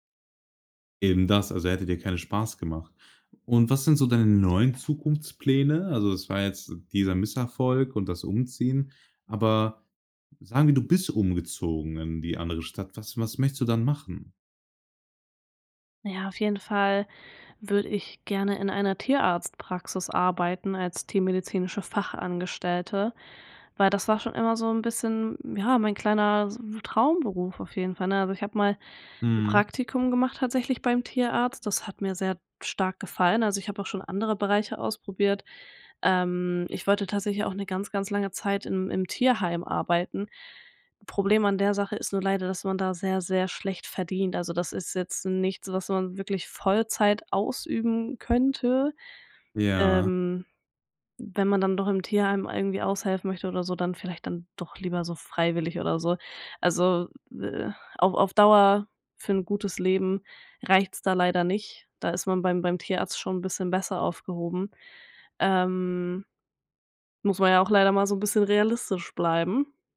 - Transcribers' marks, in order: none
- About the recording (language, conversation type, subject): German, podcast, Kannst du von einem Misserfolg erzählen, der dich weitergebracht hat?